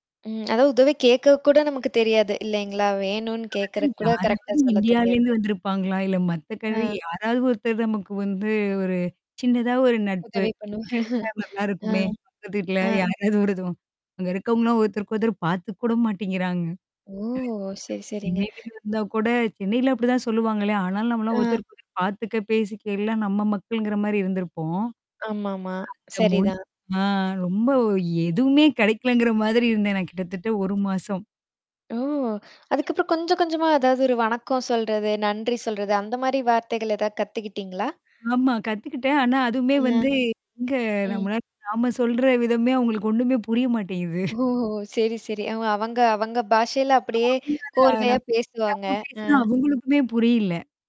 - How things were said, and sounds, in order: other noise; "கேக்குறதுக்கு" said as "கேக்கறக்"; static; distorted speech; mechanical hum; other background noise; in English: "கன்ட்ரி"; chuckle; tapping; chuckle
- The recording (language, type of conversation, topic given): Tamil, podcast, பயணத்தில் மொழி புரியாமல் சிக்கிய அனுபவத்தைப் பகிர முடியுமா?